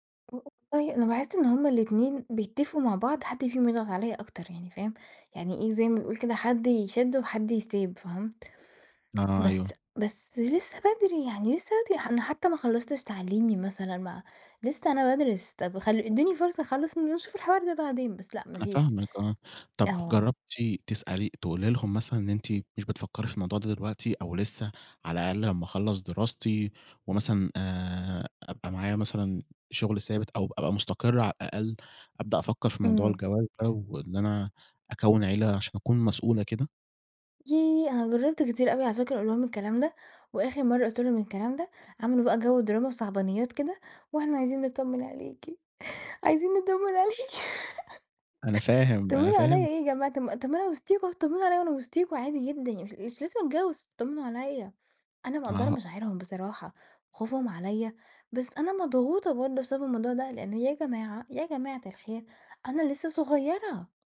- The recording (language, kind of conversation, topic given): Arabic, advice, إزاي أتعامل مع ضغط العيلة إني أتجوز في سن معيّن؟
- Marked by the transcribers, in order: unintelligible speech; tapping; put-on voice: "وإحنا عايزين نطّمن عليكِ، عايزين نطّمن عليكِ"; laughing while speaking: "عليكِ"; chuckle